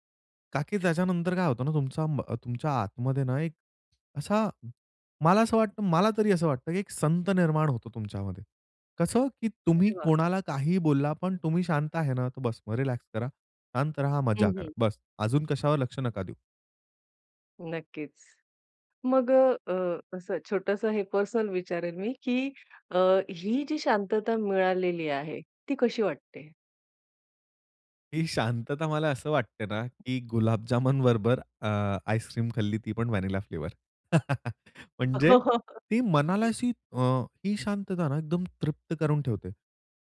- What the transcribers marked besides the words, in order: other noise; joyful: "ही शांतता मला असं वाटते … पण व्हॅनिला फ्लेवर"; tapping; chuckle
- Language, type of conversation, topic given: Marathi, podcast, निसर्गातल्या एखाद्या छोट्या शोधामुळे तुझ्यात कोणता बदल झाला?